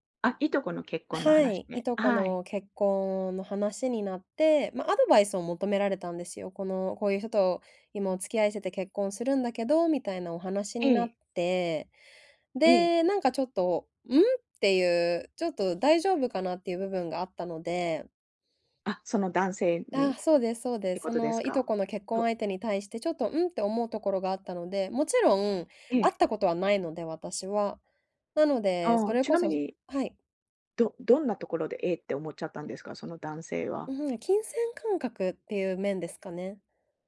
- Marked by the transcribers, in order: tapping
- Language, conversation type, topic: Japanese, advice, 家族の集まりで意見が対立したとき、どう対応すればよいですか？